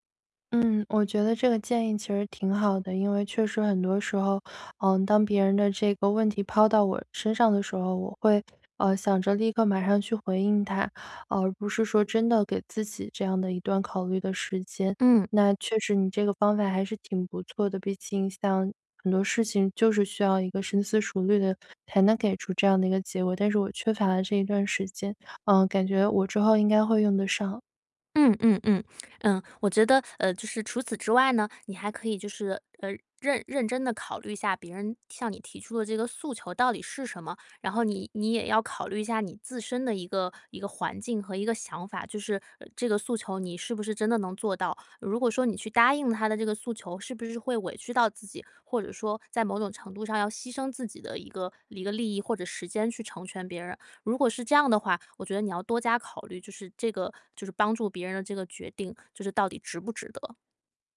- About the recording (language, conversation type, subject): Chinese, advice, 我总是很难说“不”，还经常被别人利用，该怎么办？
- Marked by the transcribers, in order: none